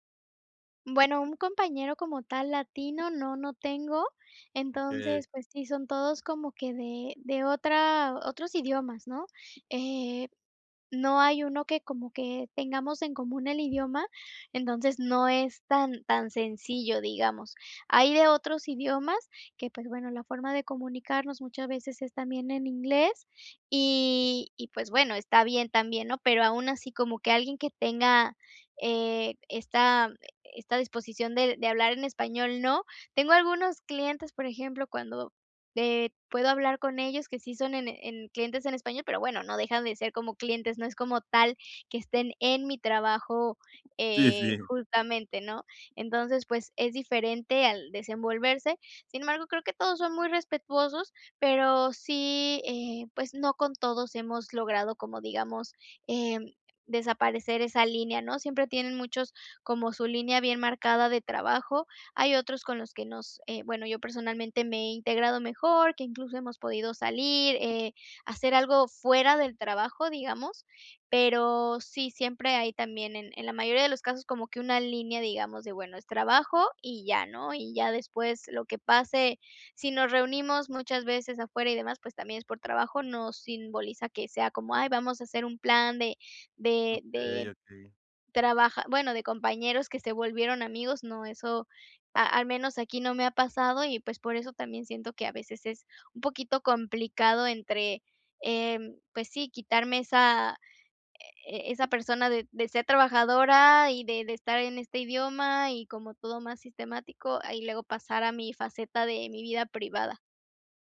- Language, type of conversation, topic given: Spanish, advice, ¿Cómo puedo equilibrar mi vida personal y mi trabajo sin perder mi identidad?
- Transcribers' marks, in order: none